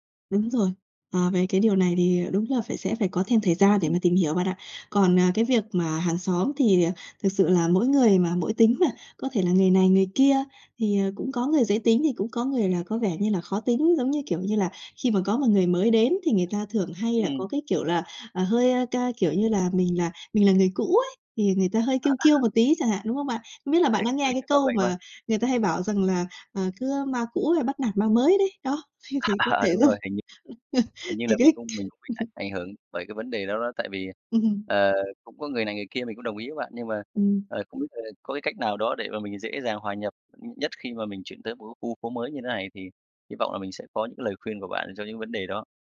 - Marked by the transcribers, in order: unintelligible speech; laughing while speaking: "À"; laughing while speaking: "thế thì có thể do thì cái"; laugh; other background noise; laughing while speaking: "Ừm"
- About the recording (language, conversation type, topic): Vietnamese, advice, Làm sao để thích nghi khi chuyển đến một thành phố khác mà chưa quen ai và chưa quen môi trường xung quanh?